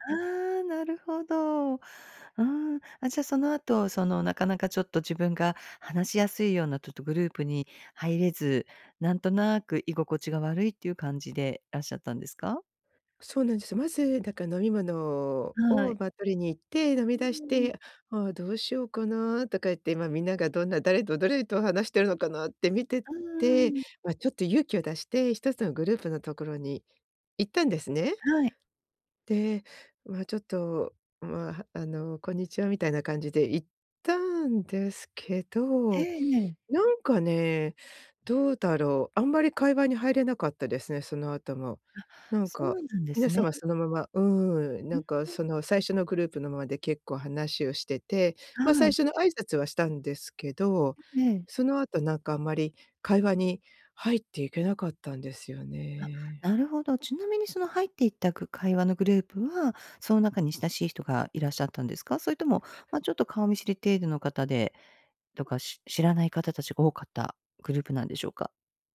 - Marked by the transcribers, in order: other background noise
- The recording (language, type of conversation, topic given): Japanese, advice, 友人の集まりで孤立感を感じて話に入れないとき、どうすればいいですか？